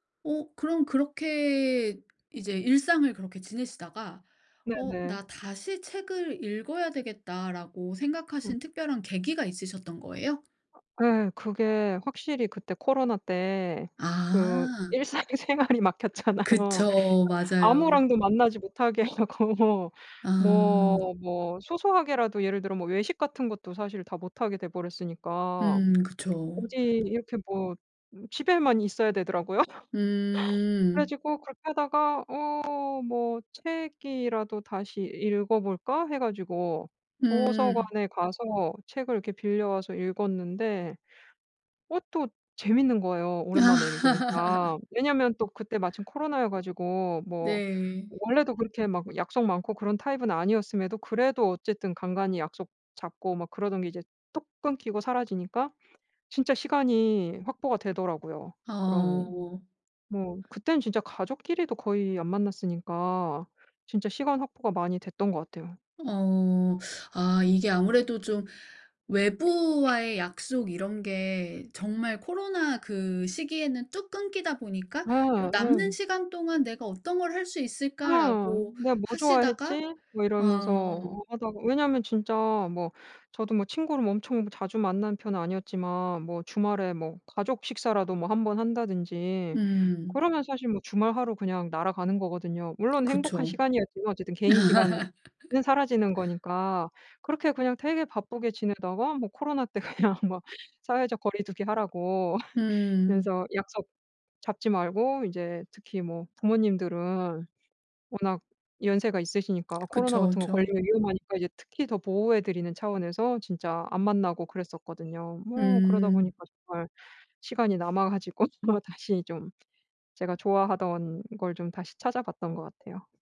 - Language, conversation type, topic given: Korean, podcast, 취미를 다시 시작할 때 가장 어려웠던 점은 무엇이었나요?
- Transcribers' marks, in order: laughing while speaking: "일상생활이 막혔잖아요"; other background noise; laughing while speaking: "하고 뭐"; laughing while speaking: "되더라고요"; laugh; laugh; tapping; lip smack; laugh; laughing while speaking: "그냥 막"; laugh; lip smack